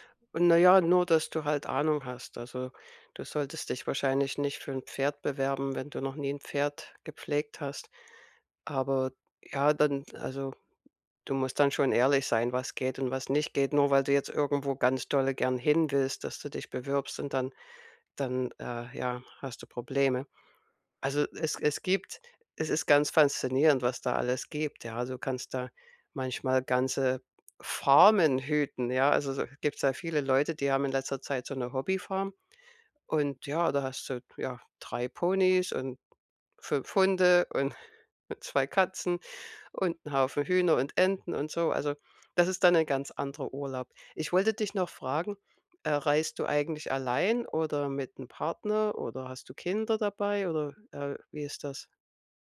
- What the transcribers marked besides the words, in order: other background noise; chuckle
- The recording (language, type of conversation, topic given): German, advice, Wie finde ich günstige Unterkünfte und Transportmöglichkeiten für Reisen?
- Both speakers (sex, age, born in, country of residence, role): female, 55-59, Germany, United States, advisor; male, 30-34, Germany, Germany, user